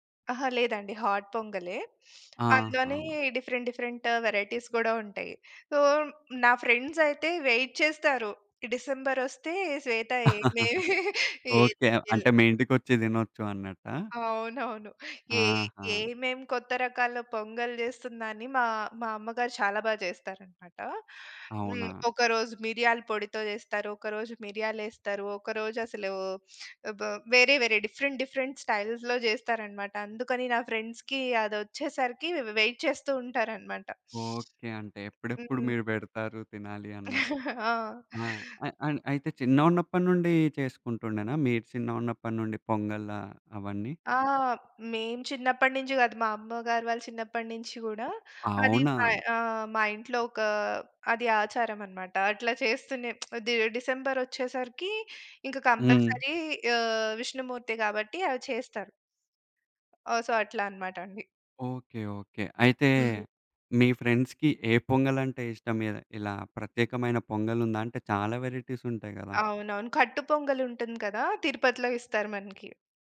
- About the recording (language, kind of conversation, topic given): Telugu, podcast, వంటకాన్ని పంచుకోవడం మీ సామాజిక సంబంధాలను ఎలా బలోపేతం చేస్తుంది?
- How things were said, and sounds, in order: in English: "హాట్"; in English: "డిఫరెంట్, డిఫరెంట్ వేరైటీస్"; in English: "సో"; in English: "ఫ్రెండ్స్"; in English: "వెయిట్"; laugh; in English: "డిఫరెంట్ డిఫరెంట్ స్టైల్స్‌లో"; in English: "వెయిట్"; chuckle; lip smack; in English: "కంపల్సరీ"; in English: "ఫ్రెండ్స్‌కి"; in English: "వేరైటీస్"